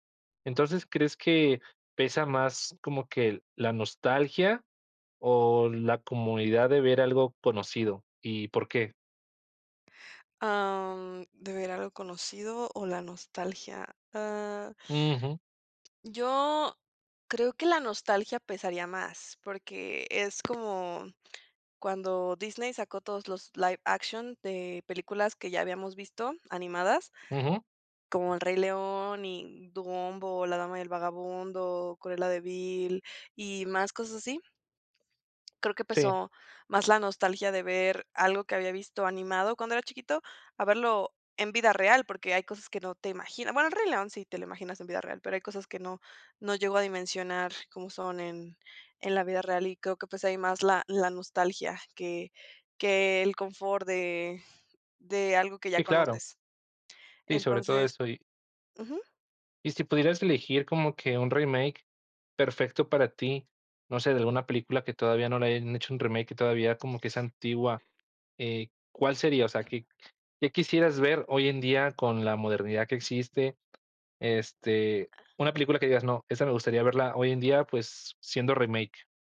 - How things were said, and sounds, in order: tapping; other noise
- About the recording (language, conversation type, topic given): Spanish, podcast, ¿Por qué crees que amamos los remakes y reboots?